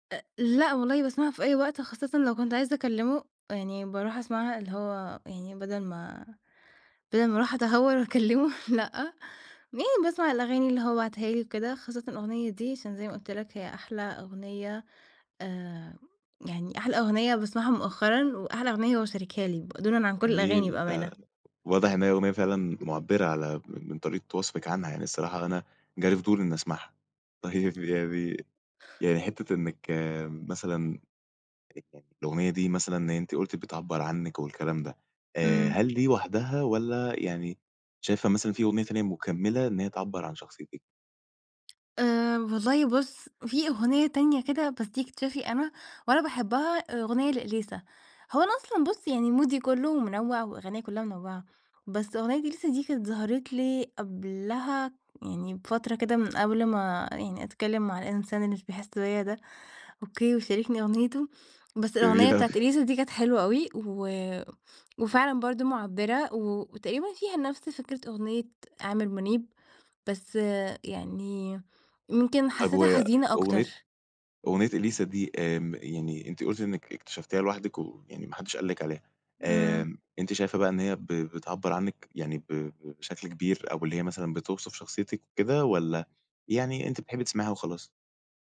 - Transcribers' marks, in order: laughing while speaking: "وأكلمه"; tapping; other background noise; unintelligible speech; in English: "مودي"; laughing while speaking: "أوي"
- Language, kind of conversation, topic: Arabic, podcast, أنهي أغنية بتحسّ إنها بتعبّر عنك أكتر؟